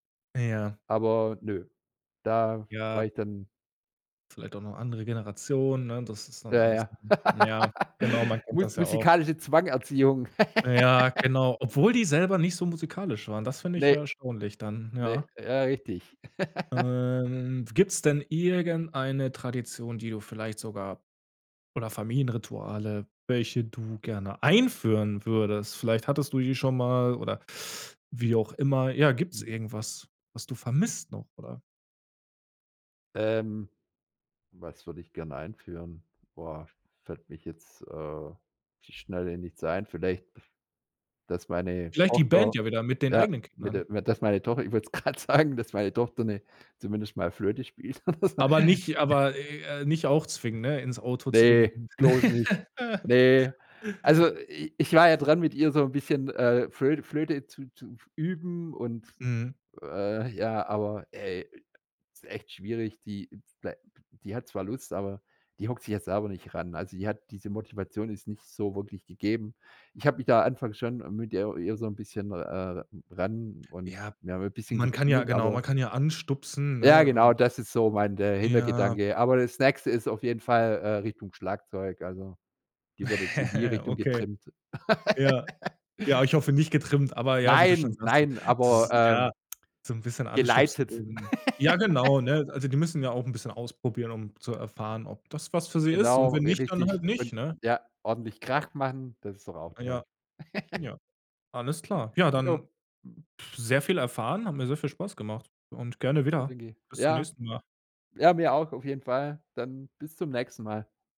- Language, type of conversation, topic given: German, podcast, Welche Familienrituale sind dir als Kind besonders im Kopf geblieben?
- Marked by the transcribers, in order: laugh; laugh; drawn out: "Ähm"; giggle; stressed: "einführen"; inhale; other background noise; laughing while speaking: "ich wollte es gerade sagen"; laughing while speaking: "oder so"; giggle; laugh; chuckle; laugh; other noise; giggle; giggle